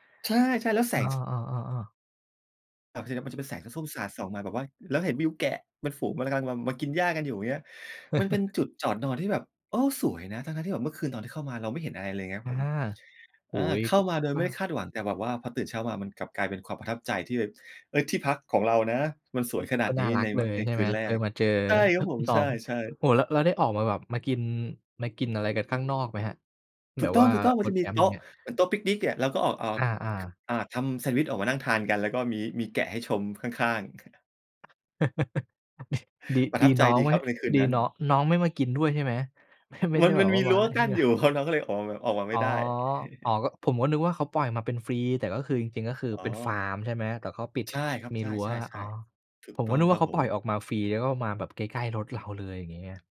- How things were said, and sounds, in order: chuckle; tapping; other noise; chuckle; chuckle
- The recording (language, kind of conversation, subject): Thai, podcast, คุณเคยมีครั้งไหนที่ความบังเอิญพาไปเจอเรื่องหรือสิ่งที่น่าจดจำไหม?